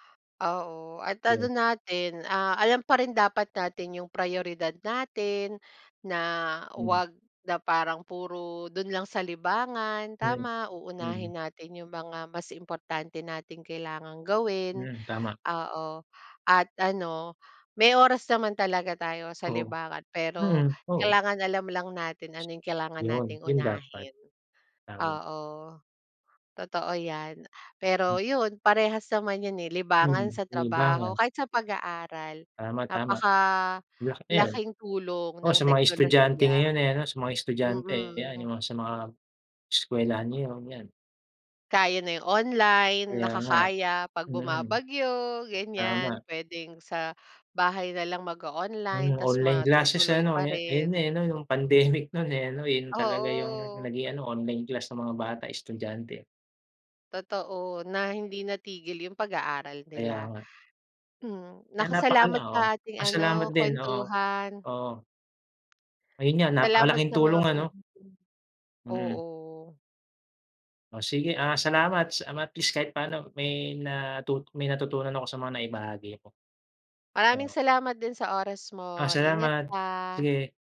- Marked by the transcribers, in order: other background noise; tapping; unintelligible speech
- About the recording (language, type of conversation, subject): Filipino, unstructured, Paano nakatulong ang teknolohiya sa mga pang-araw-araw mong gawain?